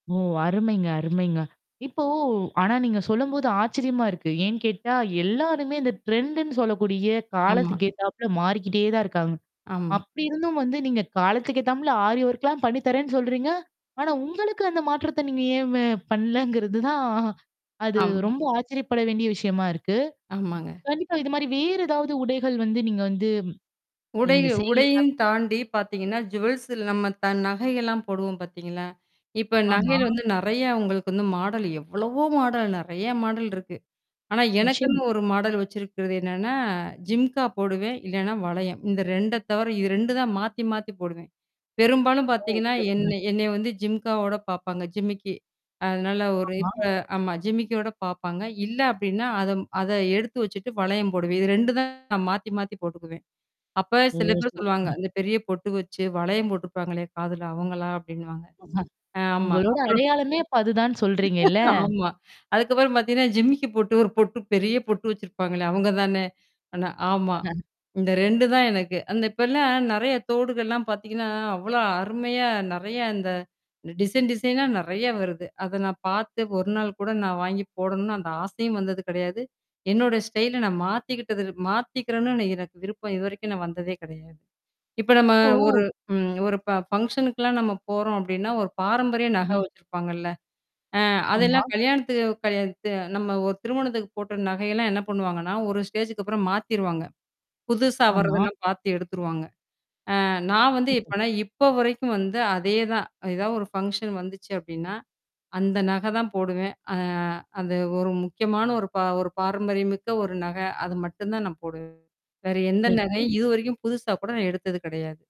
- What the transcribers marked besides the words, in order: mechanical hum; in English: "டரெண்ட்"; in English: "ஆரி ஒர்க்லாம்"; static; tapping; unintelligible speech; in English: "ஜுவல்ஸ்"; in English: "ஜிம்கா"; distorted speech; in English: "ஜிம்காவோட"; laugh; laughing while speaking: "ஆமா"; laugh; in English: "ஃபங்ஷனுக்கலாம்"; in English: "ஸ்டேஜ்க்கு"; in English: "ஃபங்ஷன்"
- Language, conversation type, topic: Tamil, podcast, உங்கள் உடை அலங்கார பாணியை நீங்கள் எப்படி வர்ணிப்பீர்கள்?